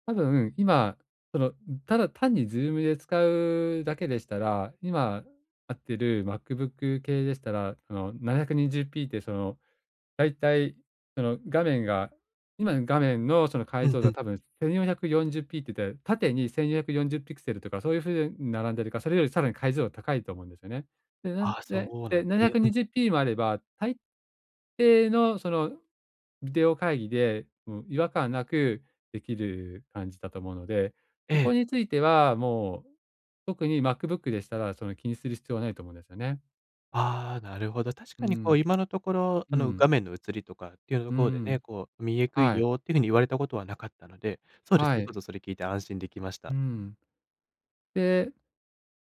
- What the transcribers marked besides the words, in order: other noise
- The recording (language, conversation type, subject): Japanese, advice, 予算内で満足できる買い物をするにはどうすればよいですか？